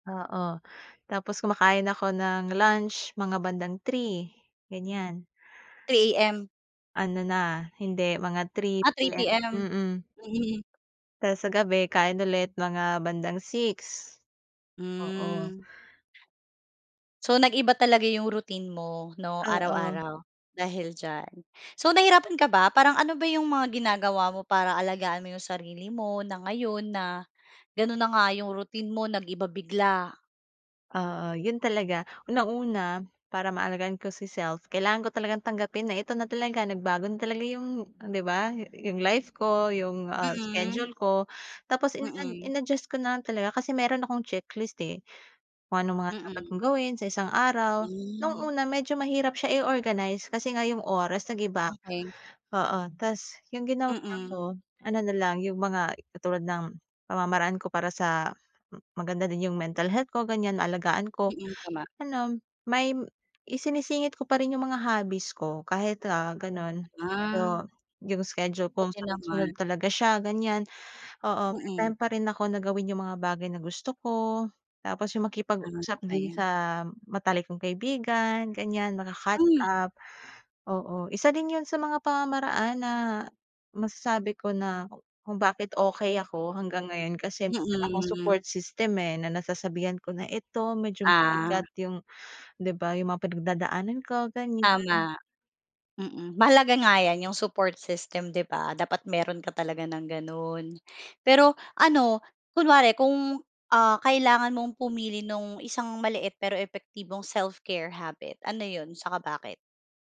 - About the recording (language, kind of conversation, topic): Filipino, podcast, May ginagawa ka ba para alagaan ang sarili mo?
- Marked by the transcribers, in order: background speech; other background noise